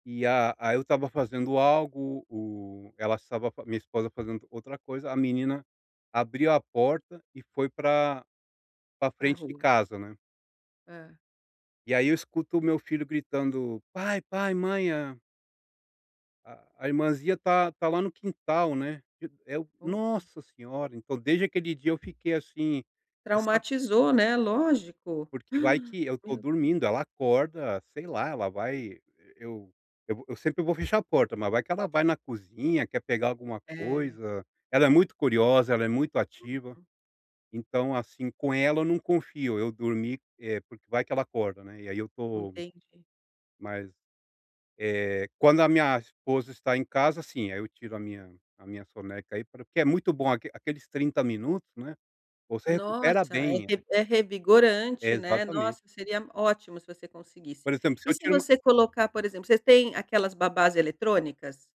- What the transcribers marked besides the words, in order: none
- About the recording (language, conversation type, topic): Portuguese, advice, Como posso ajustar meu horário de sono no fim de semana?